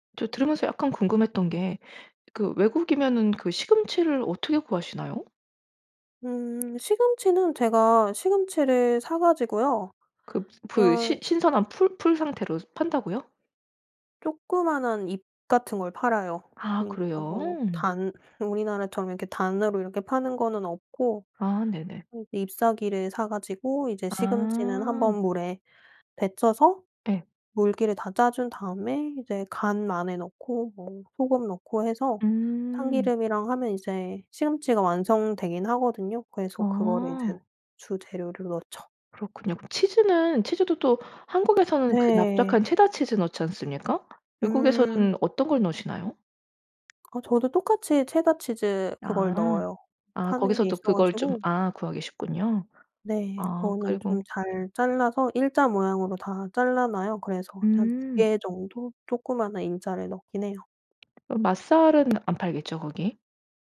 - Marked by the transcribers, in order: tapping; other background noise
- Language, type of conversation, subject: Korean, podcast, 음식으로 자신의 문화를 소개해 본 적이 있나요?